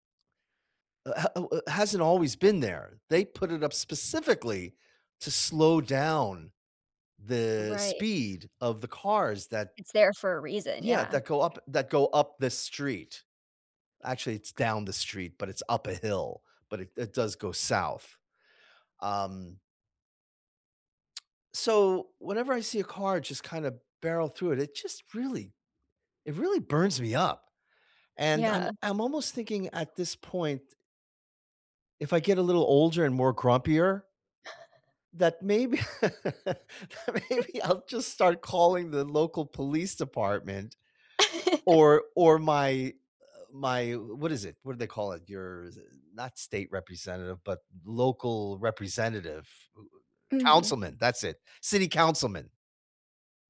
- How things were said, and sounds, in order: chuckle; laugh; laughing while speaking: "maybe I'll"; chuckle; giggle
- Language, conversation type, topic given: English, unstructured, What changes would improve your local community the most?